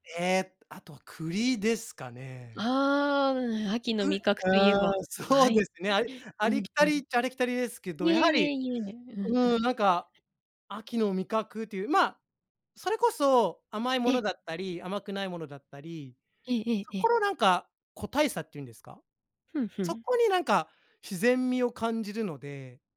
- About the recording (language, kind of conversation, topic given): Japanese, podcast, 季節の食材をどう楽しんでる？
- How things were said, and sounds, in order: none